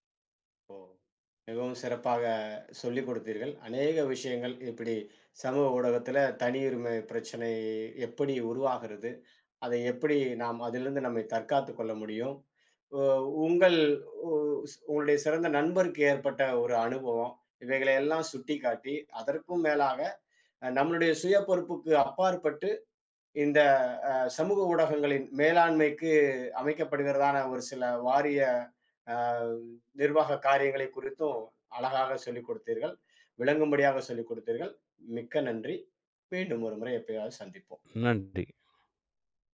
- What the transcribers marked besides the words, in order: none
- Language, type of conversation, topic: Tamil, podcast, சமூக ஊடகங்களில் தனியுரிமை பிரச்சினைகளை எப்படிக் கையாளலாம்?